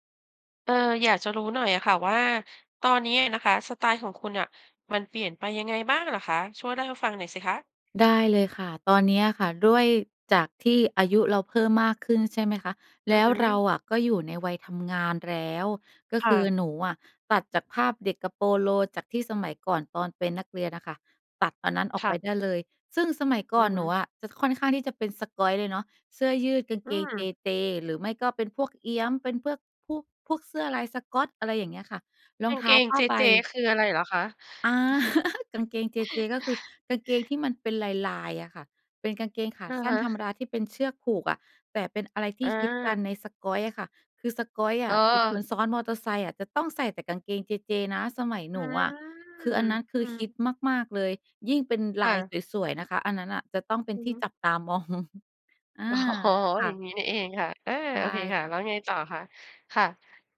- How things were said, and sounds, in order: laughing while speaking: "อา"; chuckle; laughing while speaking: "มอง"; laughing while speaking: "อ๋อ"
- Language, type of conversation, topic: Thai, podcast, ตอนนี้สไตล์ของคุณเปลี่ยนไปยังไงบ้าง?